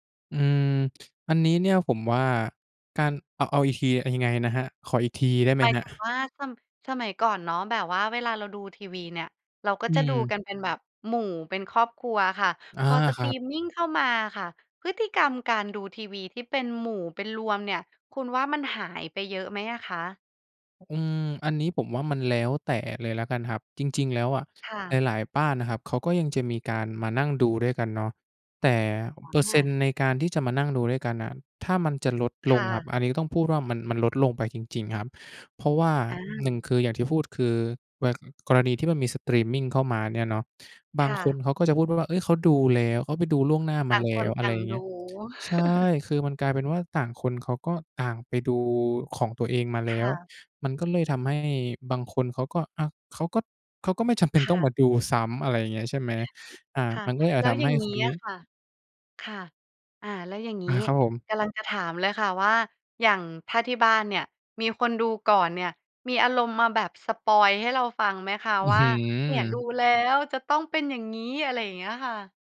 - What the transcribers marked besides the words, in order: tsk; chuckle
- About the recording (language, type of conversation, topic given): Thai, podcast, สตรีมมิ่งเปลี่ยนพฤติกรรมการดูทีวีของคนไทยไปอย่างไรบ้าง?